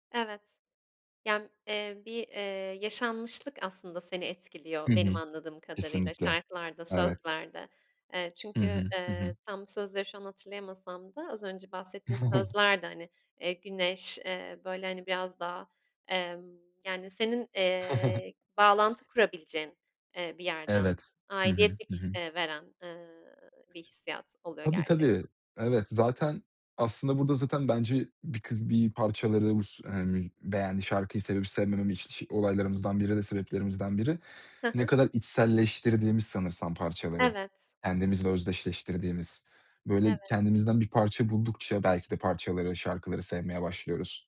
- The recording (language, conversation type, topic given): Turkish, podcast, Bir şarkıyı sevmeni genelde ne sağlar: sözleri mi, melodisi mi?
- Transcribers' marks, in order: tapping; chuckle; chuckle; other background noise